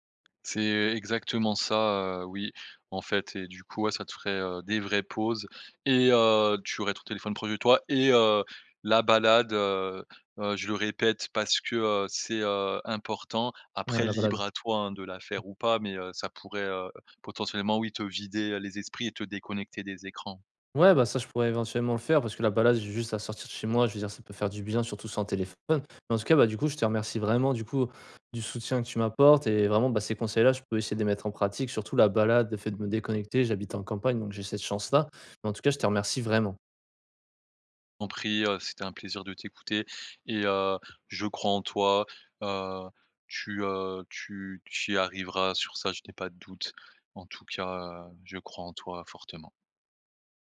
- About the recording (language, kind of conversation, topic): French, advice, Comment prévenir la fatigue mentale et le burn-out après de longues sessions de concentration ?
- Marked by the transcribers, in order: other background noise; stressed: "et"; stressed: "et"; tapping; stressed: "vraiment"